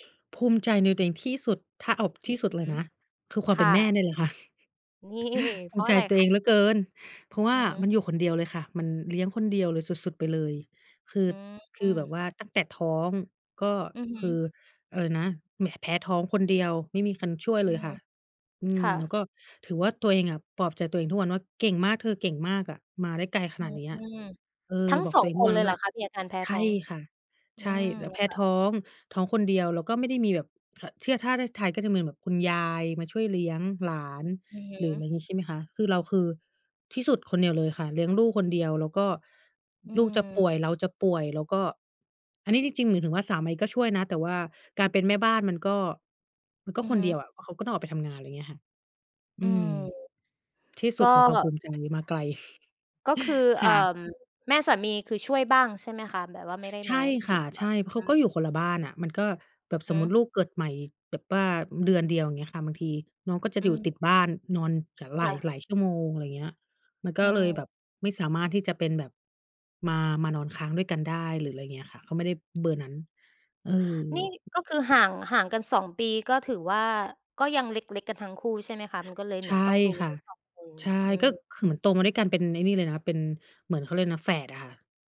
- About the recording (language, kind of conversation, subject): Thai, unstructured, อะไรที่ทำให้คุณรู้สึกภูมิใจในตัวเองมากที่สุด?
- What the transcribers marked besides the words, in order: chuckle; unintelligible speech; chuckle